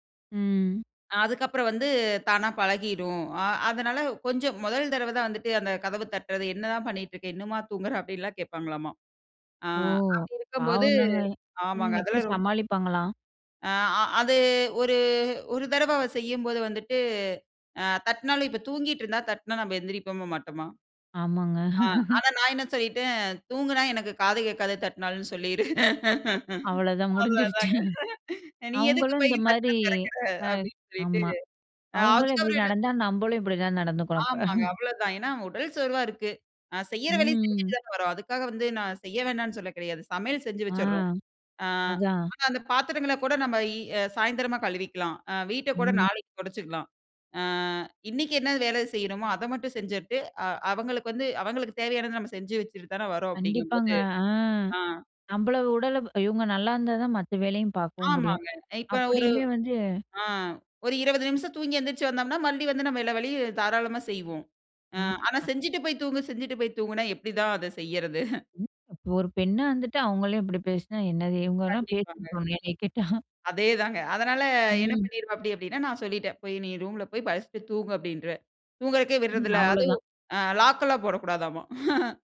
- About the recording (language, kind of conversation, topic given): Tamil, podcast, சோர்வு வந்தால் ஓய்வெடுக்கலாமா, இல்லையா சிறிது செயற்படலாமா என்று எப்படி தீர்மானிப்பீர்கள்?
- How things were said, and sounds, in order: chuckle; unintelligible speech; laugh; laughing while speaking: "தூங்கினா எனக்கு காது கேட்காத தட்னாலும் சொல்லிரு. அவ்ளதாங்க"; laughing while speaking: "முடிஞ்சிருச்சு"; unintelligible speech; chuckle; unintelligible speech; chuckle; other background noise; unintelligible speech; chuckle; laugh